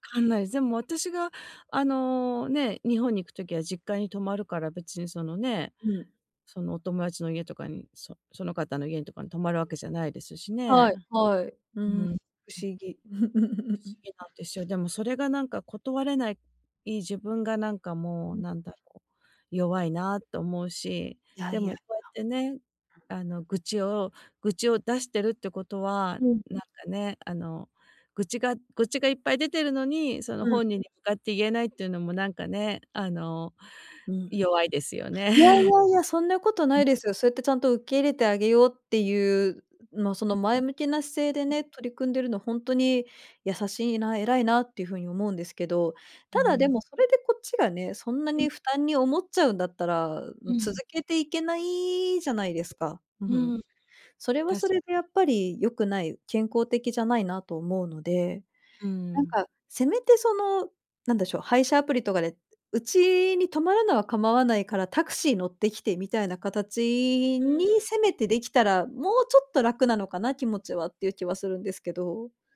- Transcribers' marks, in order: chuckle; unintelligible speech
- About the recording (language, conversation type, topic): Japanese, advice, 家族の集まりで断りづらい頼みを断るには、どうすればよいですか？